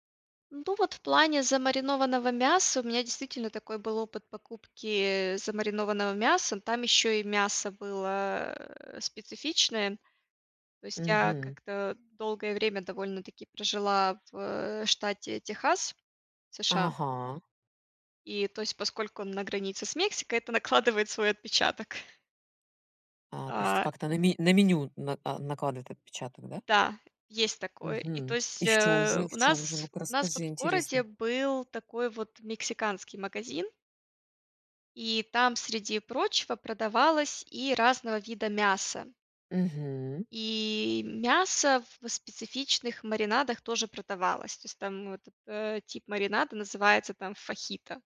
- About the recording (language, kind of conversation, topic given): Russian, podcast, Как не уставать, когда нужно много готовить для гостей?
- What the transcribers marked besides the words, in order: laughing while speaking: "это накладывает свой отпечаток"; tapping